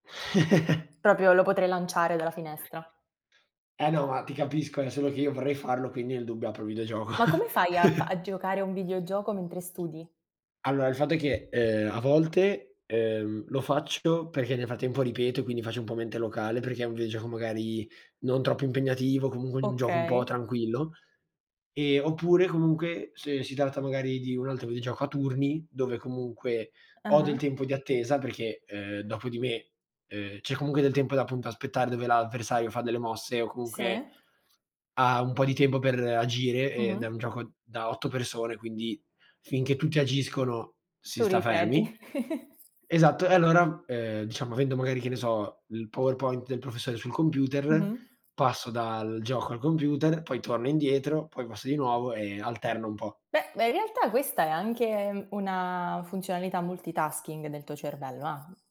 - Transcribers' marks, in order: laugh; tapping; "Proprio" said as "propio"; laughing while speaking: "videogioco"; laugh; other background noise; chuckle
- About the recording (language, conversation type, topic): Italian, unstructured, Qual è il tuo hobby preferito e perché ti piace così tanto?